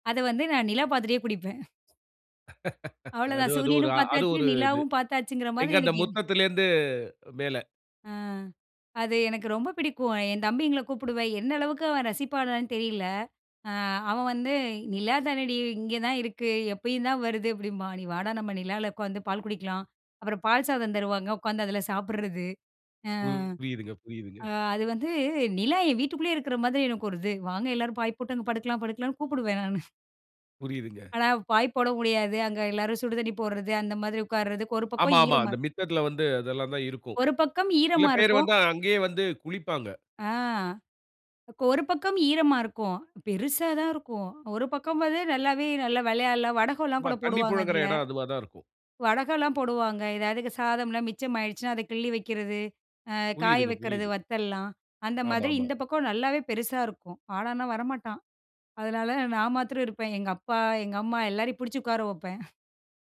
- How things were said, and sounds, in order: other noise; laugh; chuckle
- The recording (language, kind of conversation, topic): Tamil, podcast, உங்கள் வீட்டில் உங்களுக்கு மிகவும் பிடித்த இடம் எது, ஏன்?